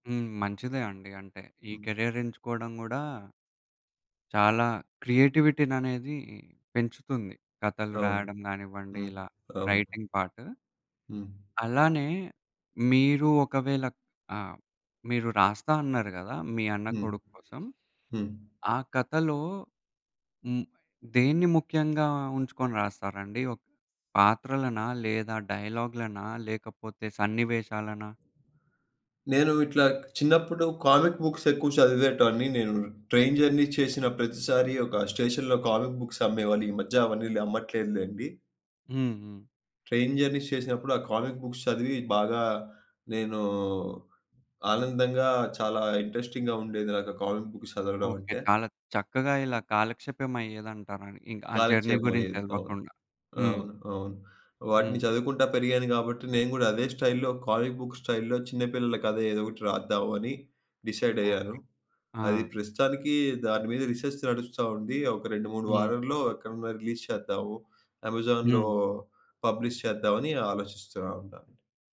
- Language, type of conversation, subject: Telugu, podcast, కథను మొదలుపెట్టేటప్పుడు మీరు ముందుగా ఏ విషయాన్ని ఆలోచిస్తారు?
- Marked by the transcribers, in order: in English: "కెరియర్"; in English: "క్రియేటివిటీననేది"; in English: "రైటింగ్ పార్ట్"; tapping; other background noise; in English: "కామిక్ బుక్స్"; in English: "ట్రైన్ జర్నీ"; in English: "స్టేషన్‌లో కామిక్ బుక్స్"; in English: "ట్రైన్ జర్నీస్"; in English: "కామిక్ బుక్స్"; in English: "ఇంట్రెస్టింగ్‌గా"; in English: "కామిక్ బుక్స్"; in English: "జర్నీ"; in English: "స్టైల్‌లో కాలేజ్ బుక్ స్టైల్‌లో"; in English: "డిసైడ్"; in English: "రిసెర్చ్"; in English: "రిలీజ్"; in English: "అమెజాన్‌లో పబ్లిష్"